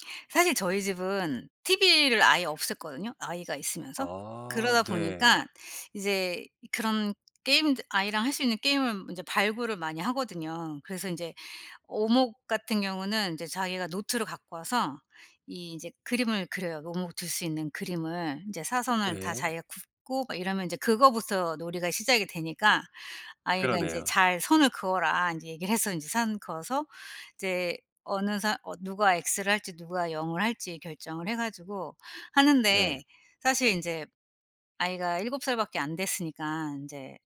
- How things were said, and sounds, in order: laughing while speaking: "해서"
- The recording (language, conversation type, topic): Korean, podcast, 집에서 간단히 할 수 있는 놀이가 뭐가 있을까요?